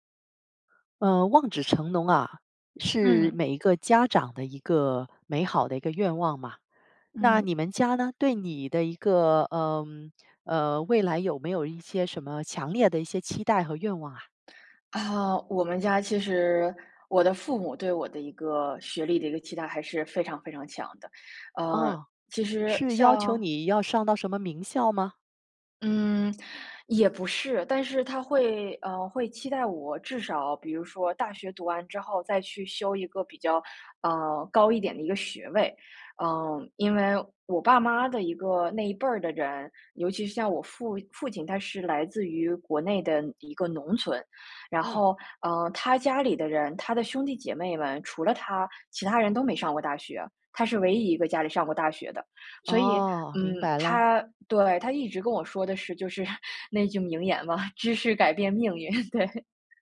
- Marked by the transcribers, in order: "子" said as "纸"; laughing while speaking: "那句名言嘛，知识改变命运。 对"; other background noise
- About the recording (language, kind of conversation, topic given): Chinese, podcast, 你家里人对你的学历期望有多高？